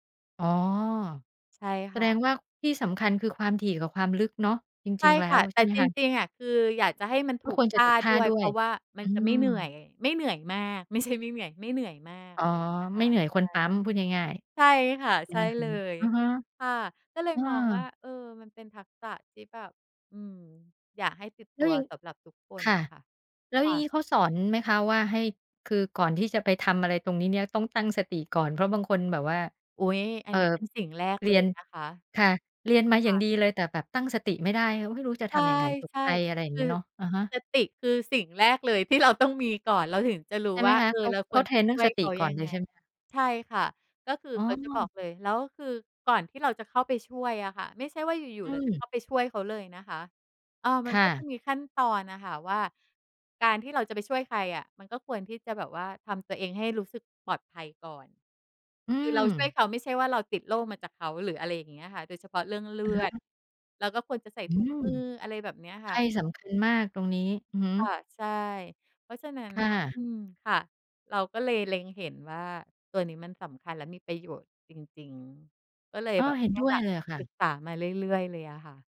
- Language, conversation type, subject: Thai, podcast, คุณมีวิธีฝึกทักษะใหม่ให้ติดตัวอย่างไร?
- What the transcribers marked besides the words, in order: laughing while speaking: "เรา"